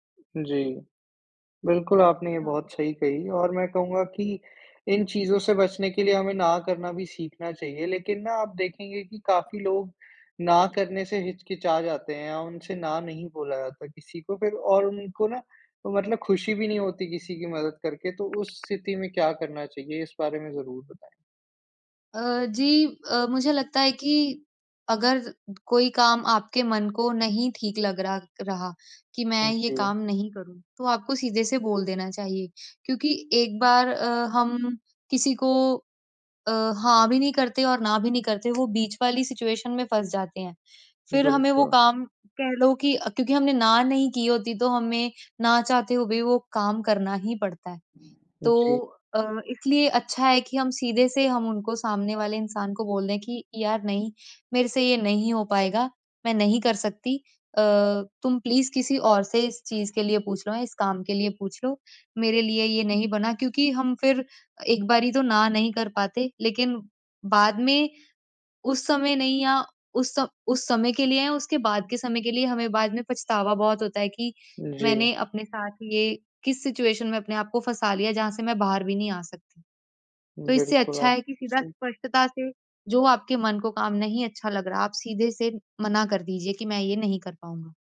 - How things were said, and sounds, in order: tapping; other background noise; in English: "सिचुएशन"; in English: "प्लीज़"; horn; in English: "सिचुएशन"
- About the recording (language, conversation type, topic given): Hindi, podcast, जब आपसे बार-बार मदद मांगी जाए, तो आप सीमाएँ कैसे तय करते हैं?
- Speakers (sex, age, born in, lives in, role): female, 25-29, India, India, guest; male, 55-59, United States, India, host